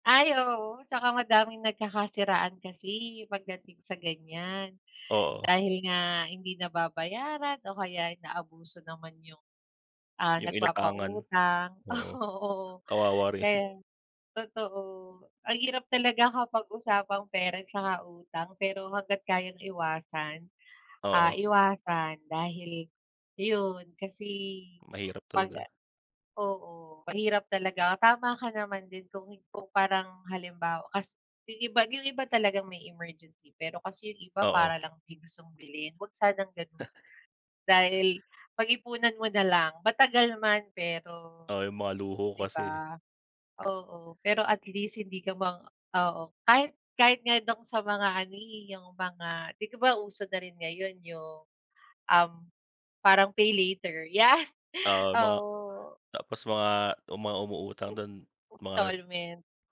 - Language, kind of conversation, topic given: Filipino, unstructured, Ano ang masasabi mo sa mga taong nagpapautang na may napakataas na interes?
- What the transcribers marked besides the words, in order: laughing while speaking: "Ah, oo"; laughing while speaking: "rin"; other background noise; chuckle; in English: "pay later"; laughing while speaking: "Ya"; in English: "installment"